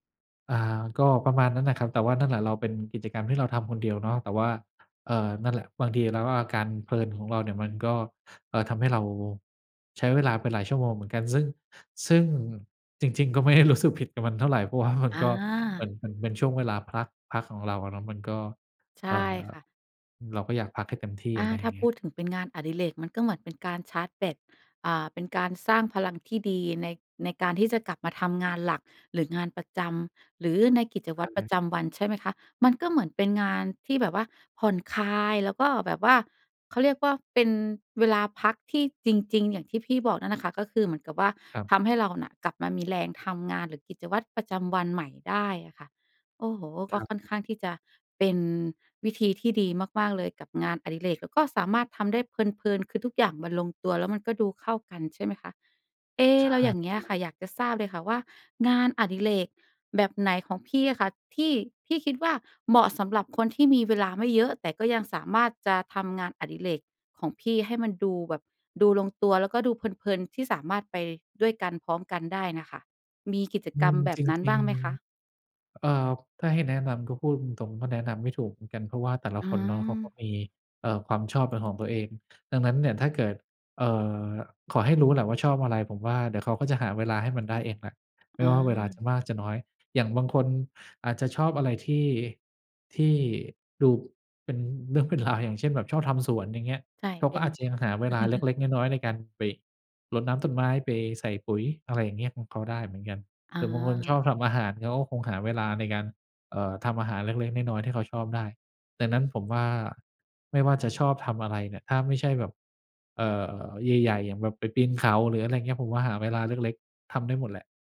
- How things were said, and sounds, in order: laughing while speaking: "ไม่ได้"; other background noise; laughing while speaking: "เป็นราว"; giggle
- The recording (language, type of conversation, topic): Thai, podcast, บอกเล่าช่วงที่คุณเข้าโฟลว์กับงานอดิเรกได้ไหม?